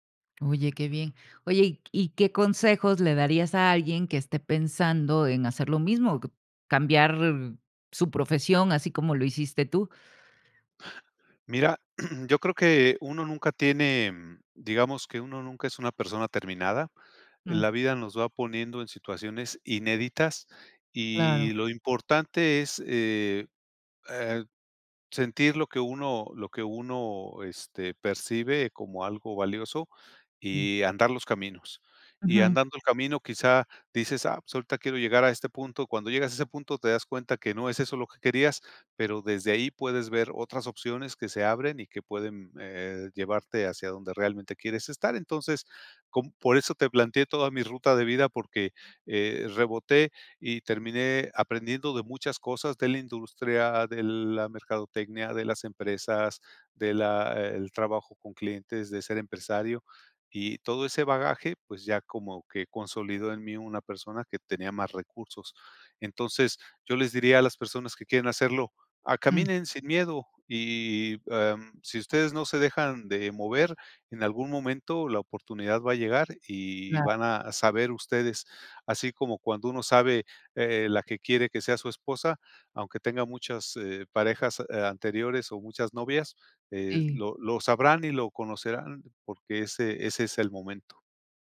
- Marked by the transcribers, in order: throat clearing; tapping
- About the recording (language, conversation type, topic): Spanish, podcast, ¿Cuál ha sido una decisión que cambió tu vida?